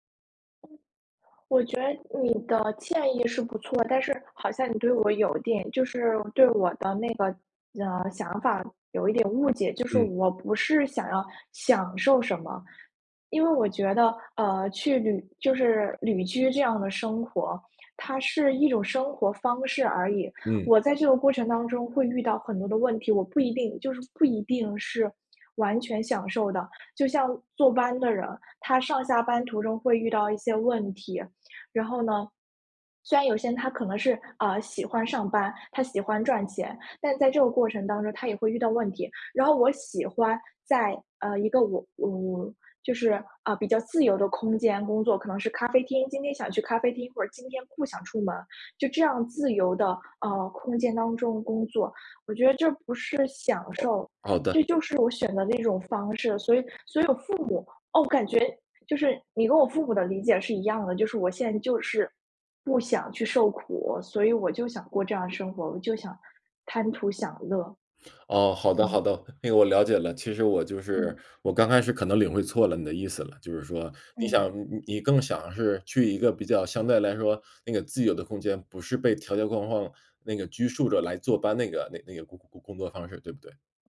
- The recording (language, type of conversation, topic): Chinese, advice, 长期计划被意外打乱后该如何重新调整？
- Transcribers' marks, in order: other background noise